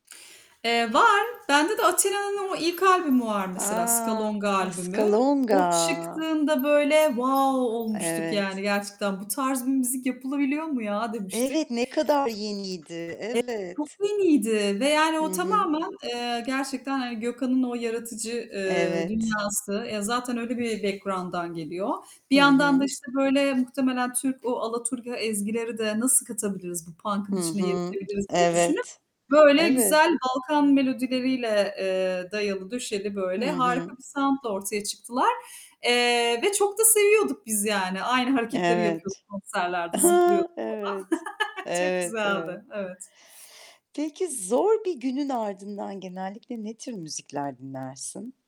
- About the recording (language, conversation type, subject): Turkish, unstructured, Müzik ruh halini nasıl etkiler?
- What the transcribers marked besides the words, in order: other background noise; distorted speech; tapping; in English: "wow"; static; in English: "background'dan"; in English: "sound'la"; laughing while speaking: "Ha!"; laugh